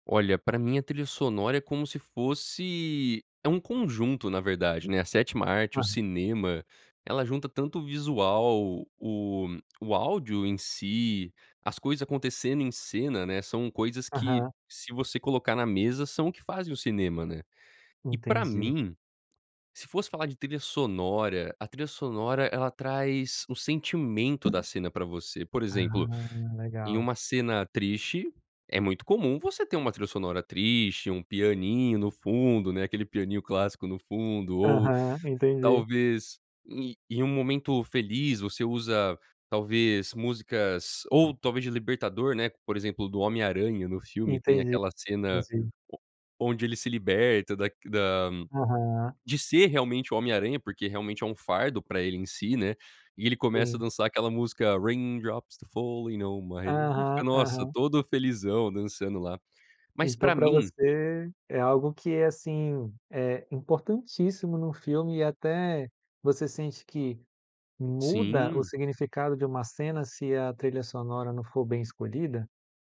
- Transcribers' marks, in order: singing: "Raindrops Keep Falling on my Head"
- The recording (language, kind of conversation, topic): Portuguese, podcast, Como a trilha sonora muda sua experiência de um filme?